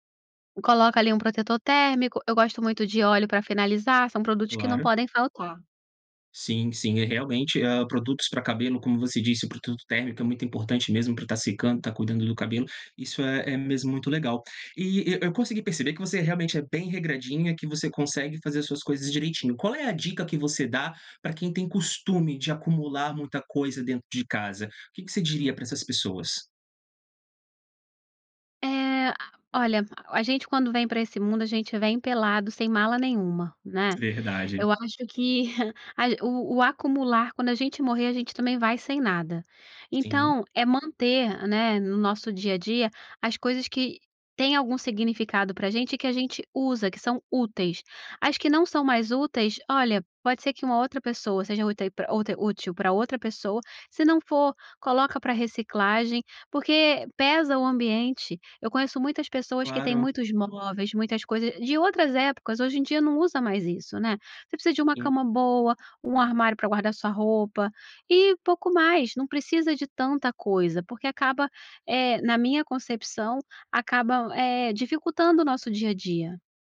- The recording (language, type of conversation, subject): Portuguese, podcast, Como você evita acumular coisas desnecessárias em casa?
- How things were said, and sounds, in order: laugh